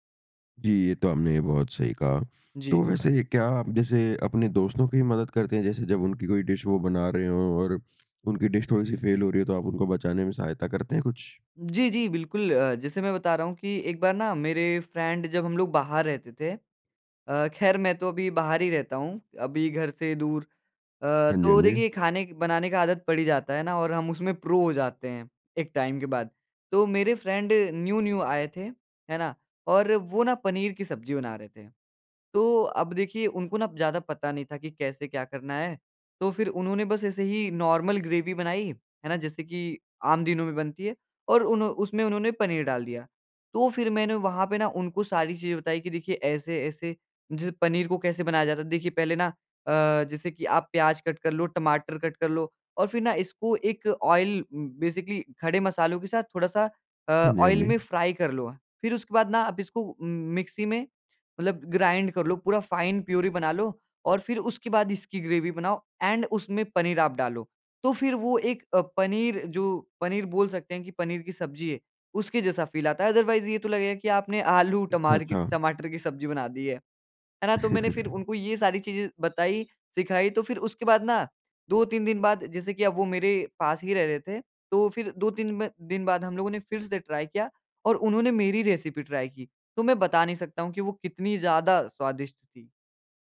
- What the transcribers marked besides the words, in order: in English: "डिश"; in English: "डिश"; in English: "फ़ेल"; in English: "फ्रेंड"; in English: "प्रो"; in English: "टाइम"; in English: "फ्रेंड न्यू-न्यू"; in English: "नॉर्मल"; in English: "कट"; in English: "कट"; in English: "ऑइल, बेसिकली"; in English: "ऑइल"; in English: "फ्राई"; in English: "ग्राइंड"; in English: "फाइन प्यूरी"; in English: "ग्रेवी"; in English: "ऐंड"; in English: "फ़ील"; in English: "अदरवाइज़"; laugh; in English: "ट्राई"; in English: "रेसिपी ट्राई"
- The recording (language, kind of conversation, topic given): Hindi, podcast, खराब हो गई रेसिपी को आप कैसे सँवारते हैं?